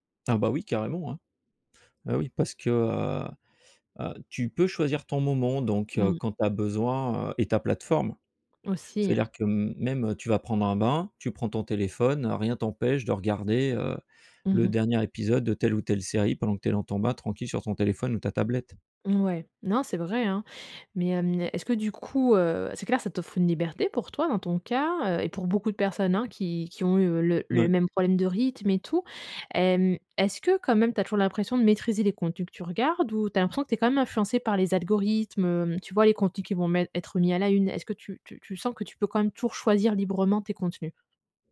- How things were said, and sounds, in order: stressed: "algorithmes"
- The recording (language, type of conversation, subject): French, podcast, Comment le streaming a-t-il transformé le cinéma et la télévision ?